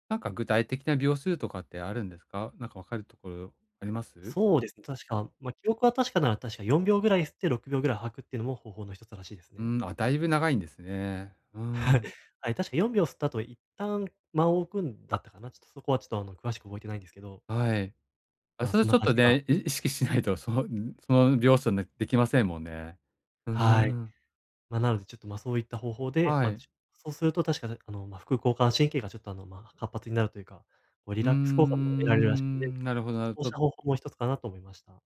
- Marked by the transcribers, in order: none
- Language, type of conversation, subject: Japanese, advice, 短い休憩で集中力と生産性を高めるにはどうすればよいですか？